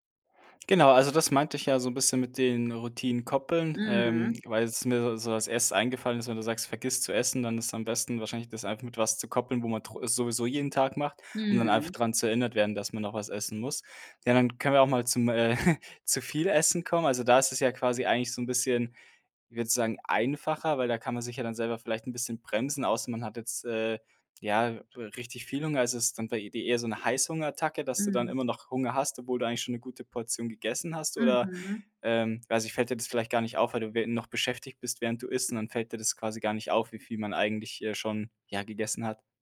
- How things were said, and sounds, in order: chuckle
- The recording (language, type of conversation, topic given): German, advice, Wie kann ich meine Essgewohnheiten und meinen Koffeinkonsum unter Stress besser kontrollieren?